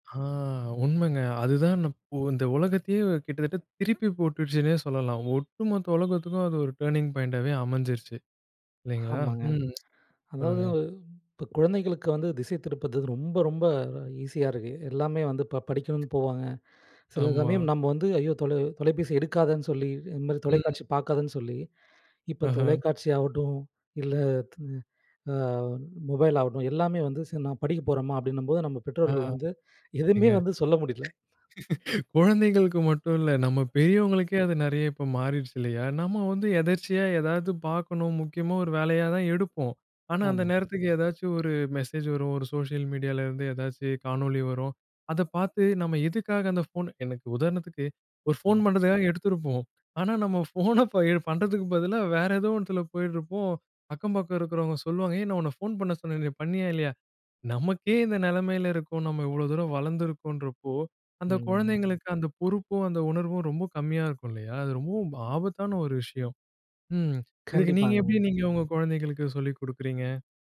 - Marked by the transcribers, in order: drawn out: "ஆ!"; horn; tongue click; "திசைதிருப்புறது" said as "திசைதிருப்பது"; other noise; laugh; laughing while speaking: "எதுவுமே வந்து சொல்ல முடியல"; in English: "சோஷியல் மீடியாலேருந்து"; wind; laughing while speaking: "நம்ம ஃபோன"
- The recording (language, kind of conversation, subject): Tamil, podcast, அடுத்த சில ஆண்டுகளில் குழந்தைகளின் திரை நேரத்தை எவ்வாறு கண்காணித்து கட்டுப்படுத்தலாம்?